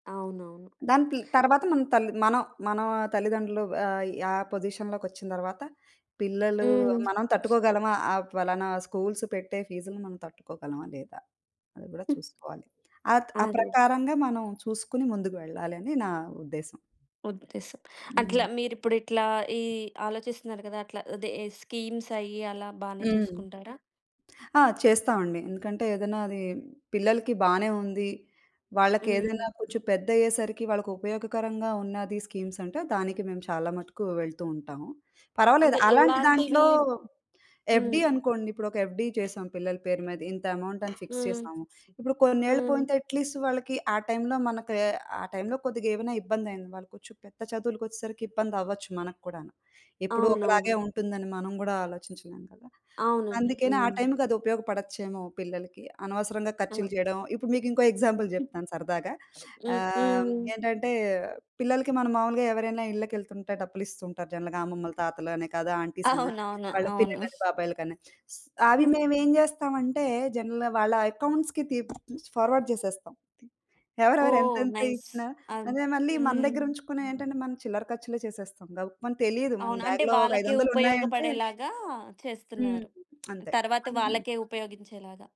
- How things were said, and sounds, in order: tapping; in English: "పొజిషన్‌లోకొచ్చిన"; other background noise; in English: "స్కూల్స్"; in English: "స్కీమ్స్"; in English: "ఎఫ్‌డి"; in English: "ఎఫ్‌డి"; in English: "ఫిక్స్"; in English: "అట్ లీస్ట్"; in English: "ఎగ్జాంపుల్"; in English: "జనరల్‌గా"; in English: "ఆంటీస్"; chuckle; chuckle; in English: "జనరల్‌గా"; in English: "అకౌంట్స్‌కి"; in English: "ఫార్వర్డ్"; in English: "నైస్"; in English: "బ్యాగ్‌లో"
- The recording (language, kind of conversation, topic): Telugu, podcast, ఆర్థిక నిర్ణయాలు తీసుకునేటప్పుడు మీరు ఎలా లెక్కచేస్తారు?